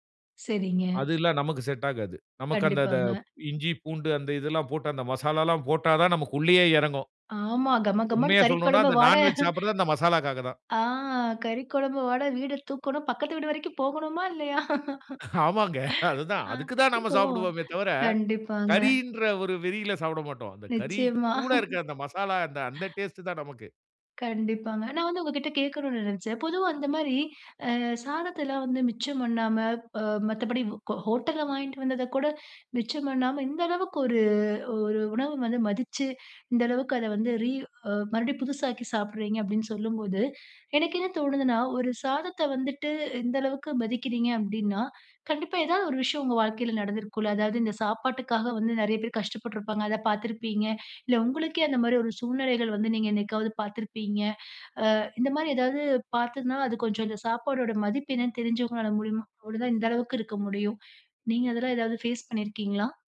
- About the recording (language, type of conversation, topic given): Tamil, podcast, மிச்சமான உணவை புதிதுபோல் சுவையாக மாற்றுவது எப்படி?
- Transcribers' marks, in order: chuckle; laughing while speaking: "கறிக்குழம்பு வாட வீடு தூக்கணும். பக்கத்து வீடு வரைக்கும் போகணுமா? இல்லையா?"; laughing while speaking: "அ ஆமாங்க. அது தான்"; laugh; laugh; other background noise; in English: "ஃபேஸ்"